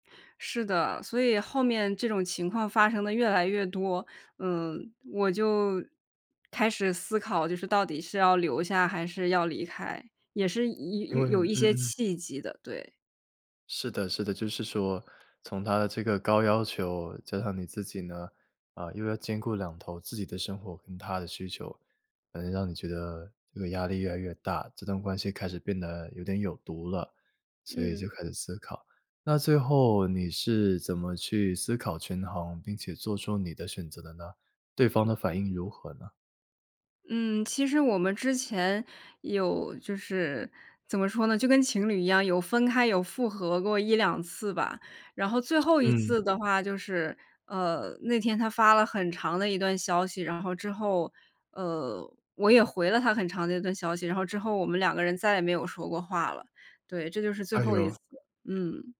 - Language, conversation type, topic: Chinese, podcast, 你如何决定是留下还是离开一段关系？
- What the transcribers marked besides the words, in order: other background noise